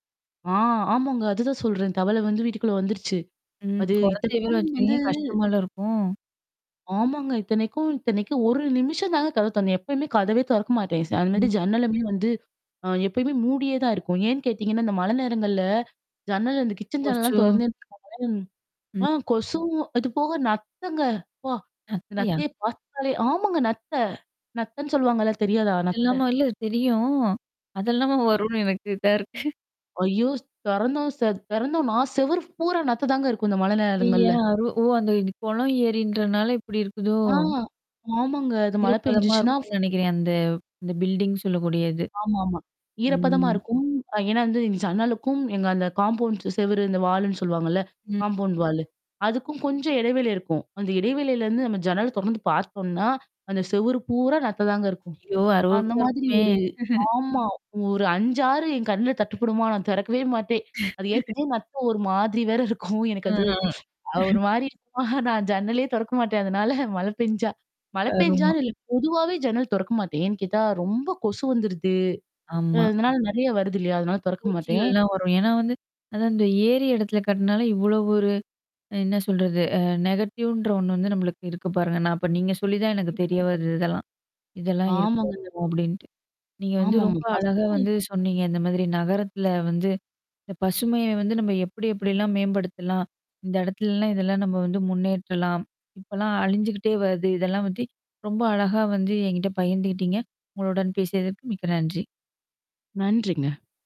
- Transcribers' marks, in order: mechanical hum; distorted speech; static; laughing while speaking: "அதெல்லாமா வரும்ன்னு எனக்கு இதா இருக்கு"; other background noise; in English: "பில்டிங்"; in English: "காம்பவுண்ட்"; in English: "வாலுன்னு"; in English: "காம்பவுண்ட் வாலு"; chuckle; chuckle; laughing while speaking: "நத்த ஒரு மாதிரி வேற இருக்கும்"; laughing while speaking: "அ"; laughing while speaking: "நான் ஜன்னலையே தொறக்க மாட்டேன், அதனால மழை பெஞ்சா"; in English: "நெகட்டிவ்ன்ற"; in English: "ஃபஸ்டுக்கும்"; unintelligible speech
- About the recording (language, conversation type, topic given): Tamil, podcast, நகரத்தில் பசுமை இடங்களை எப்படிப் பெருக்கலாம்?